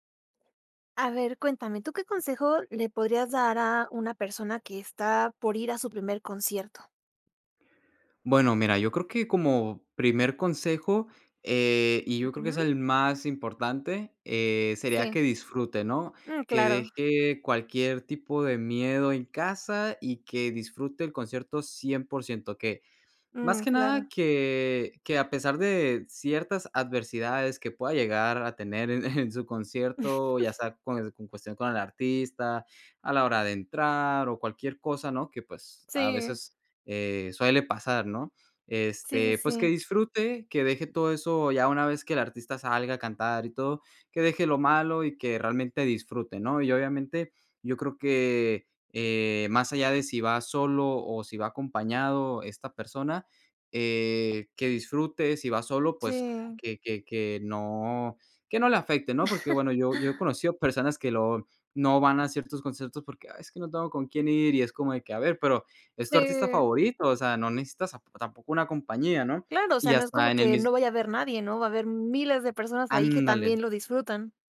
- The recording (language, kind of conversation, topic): Spanish, podcast, ¿Qué consejo le darías a alguien que va a su primer concierto?
- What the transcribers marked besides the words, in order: tapping; laughing while speaking: "eh"; chuckle; other background noise; chuckle